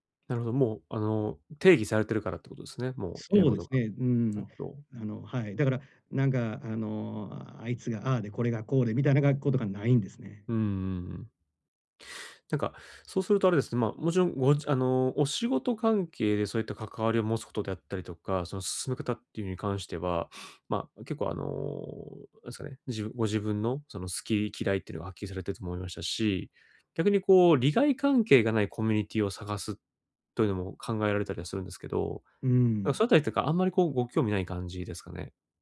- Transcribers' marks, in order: none
- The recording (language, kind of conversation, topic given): Japanese, advice, 記念日や何かのきっかけで湧いてくる喪失感や満たされない期待に、穏やかに対処するにはどうすればよいですか？